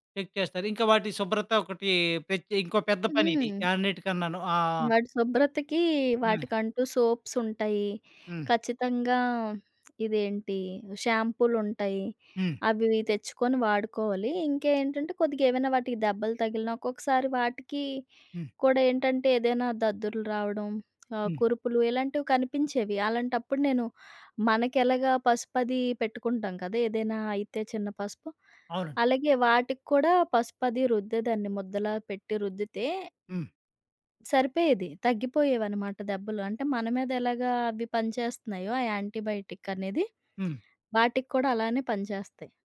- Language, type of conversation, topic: Telugu, podcast, పెంపుడు జంతువును మొదటిసారి పెంచిన అనుభవం ఎలా ఉండింది?
- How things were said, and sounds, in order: in English: "చెక్"; tapping; in English: "సోప్స్"; in English: "యాంటీబయోటిక్"